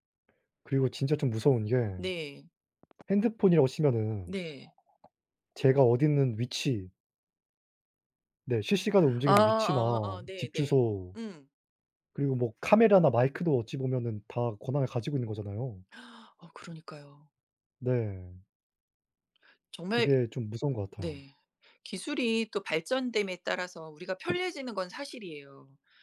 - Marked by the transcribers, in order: tapping; gasp
- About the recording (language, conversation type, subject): Korean, unstructured, 기술 발전으로 개인정보가 위험해질까요?